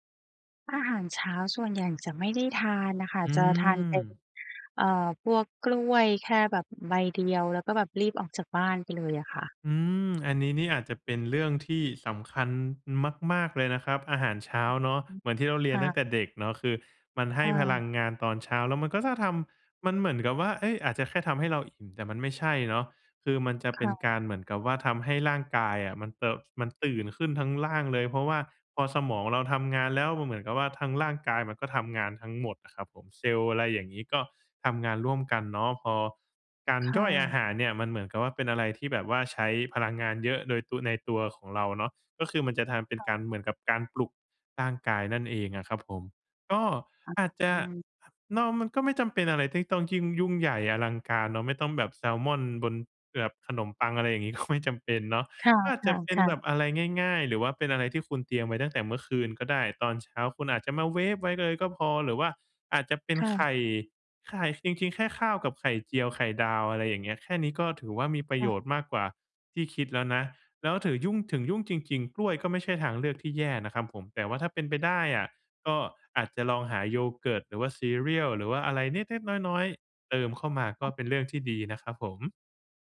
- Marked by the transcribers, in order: other background noise; laughing while speaking: "ก็ไม่จำเป็นเนาะ"; unintelligible speech
- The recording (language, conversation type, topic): Thai, advice, จะทำอย่างไรให้ตื่นเช้าทุกวันอย่างสดชื่นและไม่ง่วง?